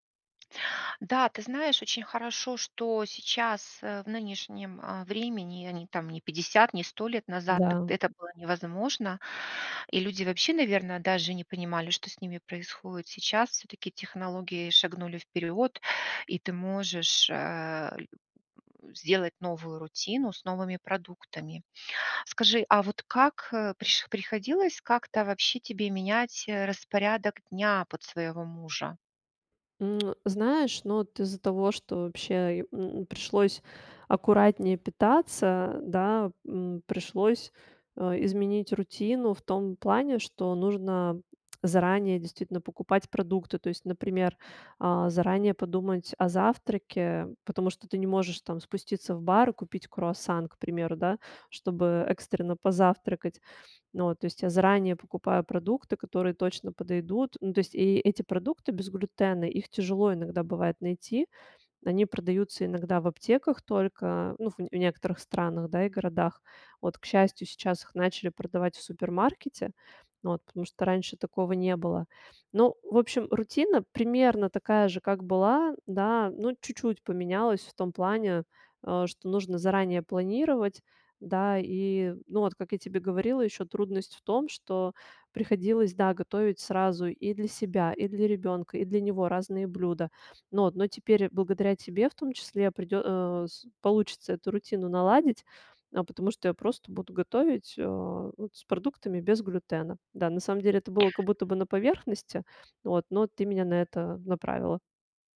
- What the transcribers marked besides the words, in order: tapping; other background noise; lip smack; lip smack
- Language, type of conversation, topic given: Russian, advice, Какое изменение в вашем здоровье потребовало от вас новой рутины?